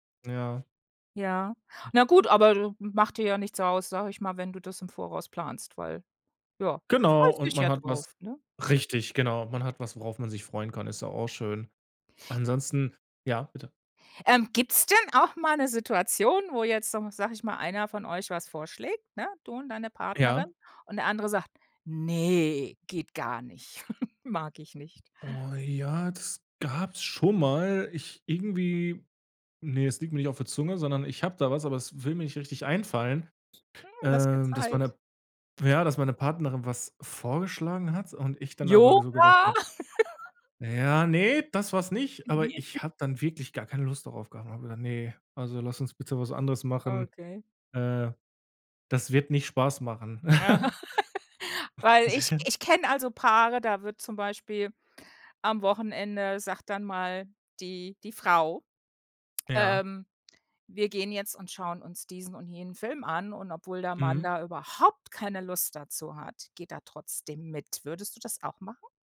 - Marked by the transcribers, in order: other background noise; chuckle; stressed: "Yoga?"; laugh; unintelligible speech; laugh; snort; chuckle; stressed: "überhaupt"
- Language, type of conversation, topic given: German, podcast, Was macht ein Wochenende für dich wirklich erfüllend?